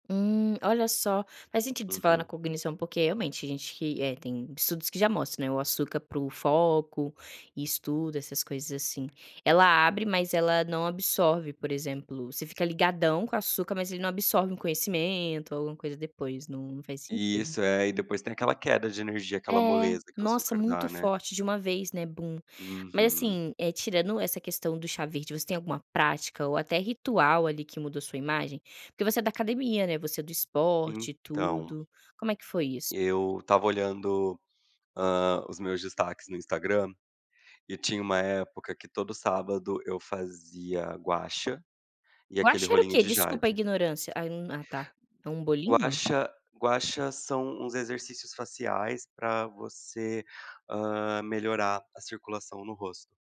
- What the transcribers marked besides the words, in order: tapping
- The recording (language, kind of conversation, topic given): Portuguese, podcast, Que pequeno hábito mudou mais rapidamente a forma como as pessoas te veem?